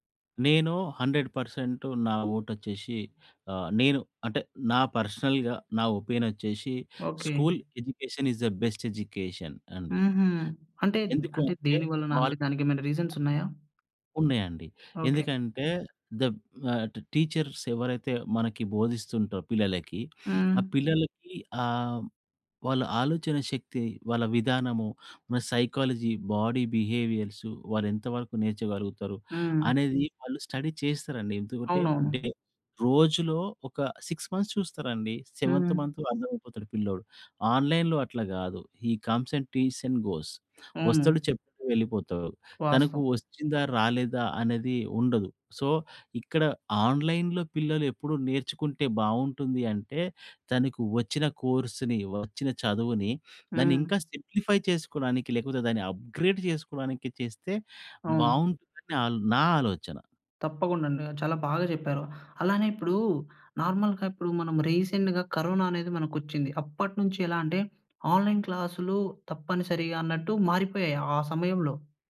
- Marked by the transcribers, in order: tapping; in English: "పర్సనల్‌గా"; in English: "ఎడ్యుకేషన్ ఇస్ ఎ బెస్ట్ ఎడ్యుకేషన్"; in English: "ట్ టీచర్స్"; sniff; in English: "సైకాలజీ, బాడీ"; in English: "డే"; in English: "సిక్స్ మంత్స్"; in English: "సెవెంత్"; in English: "ఆన్‌లైన్‌లో"; in English: "హీ కమ్స్ అండ్"; in English: "అండ్ గోస్"; in English: "సో"; in English: "ఆన్‌లైన్‌లో"; in English: "సింప్లిఫై"; in English: "అప్‌గ్రేడ్"; in English: "నార్మల్‌గా"; in English: "రీసెంట్‌గా"; in English: "ఆన్‌లైన్"
- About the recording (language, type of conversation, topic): Telugu, podcast, ఆన్‌లైన్ విద్య రాబోయే కాలంలో పిల్లల విద్యను ఎలా మార్చేస్తుంది?